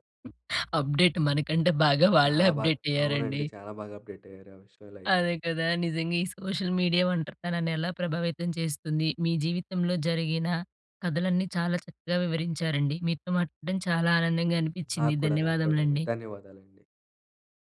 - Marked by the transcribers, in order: other background noise; in English: "అప్డేట్"; in English: "అప్డేట్"; in English: "అప్డేట్"; in English: "సోషల్ మీడియా"
- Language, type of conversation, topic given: Telugu, podcast, సోషల్ మీడియా ఒంటరితనాన్ని ఎలా ప్రభావితం చేస్తుంది?